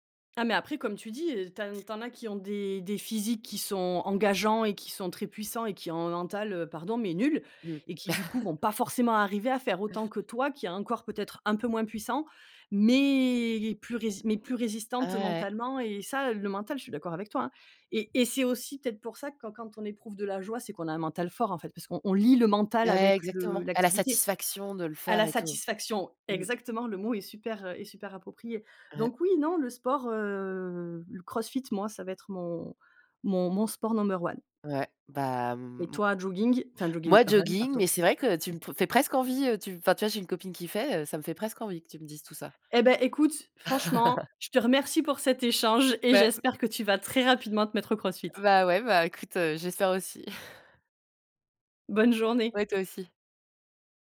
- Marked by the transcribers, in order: chuckle; other background noise; drawn out: "mais"; drawn out: "heu"; in English: "number one"; in English: "run"; chuckle; chuckle; chuckle
- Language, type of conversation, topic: French, unstructured, Quel sport te procure le plus de joie quand tu le pratiques ?